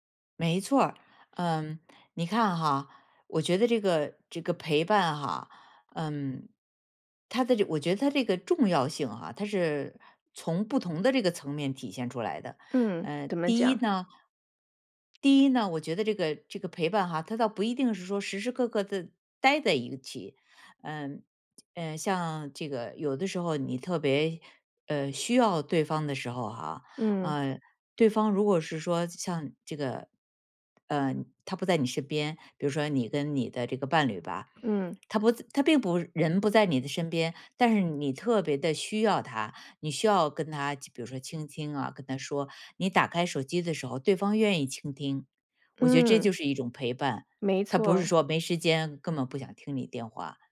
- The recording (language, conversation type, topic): Chinese, podcast, 你觉得陪伴比礼物更重要吗？
- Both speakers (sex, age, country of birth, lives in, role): female, 35-39, China, United States, host; female, 60-64, China, United States, guest
- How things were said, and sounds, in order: none